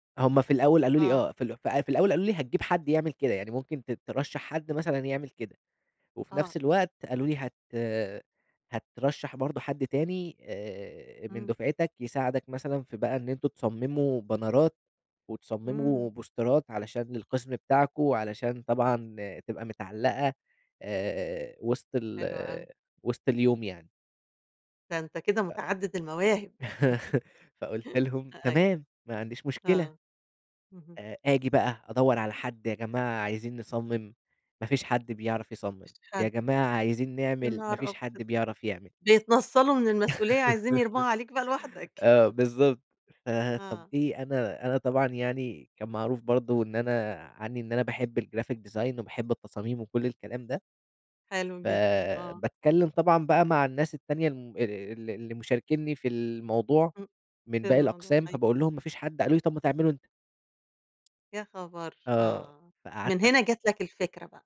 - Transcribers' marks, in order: in English: "بنرات"; in English: "بوسترات"; laugh; laugh; laugh; chuckle; in English: "الgraphic design"
- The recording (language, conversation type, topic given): Arabic, podcast, إيه الحاجة اللي عملتها بإيدك وحسّيت بفخر ساعتها؟